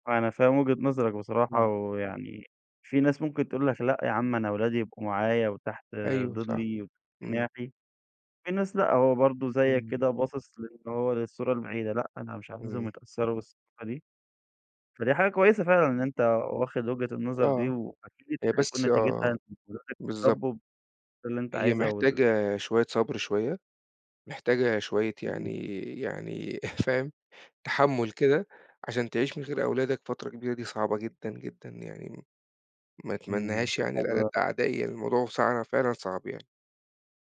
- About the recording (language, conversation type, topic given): Arabic, podcast, إزاي الهجرة بتغيّر هويتك؟
- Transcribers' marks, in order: chuckle